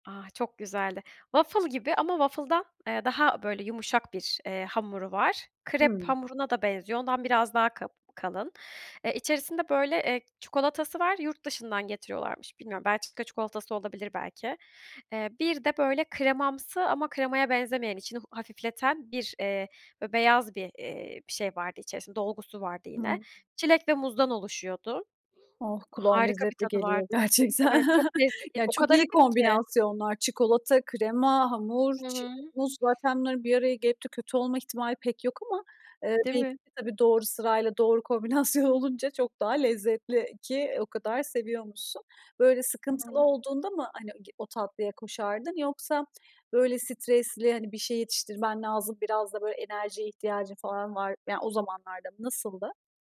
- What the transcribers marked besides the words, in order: in English: "Waffle"; in English: "waffle'dan"; other background noise; laughing while speaking: "gerçekten"; chuckle; laughing while speaking: "kombinasyon"
- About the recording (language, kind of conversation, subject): Turkish, podcast, Hangi yemekler zor zamanlarda moral verir?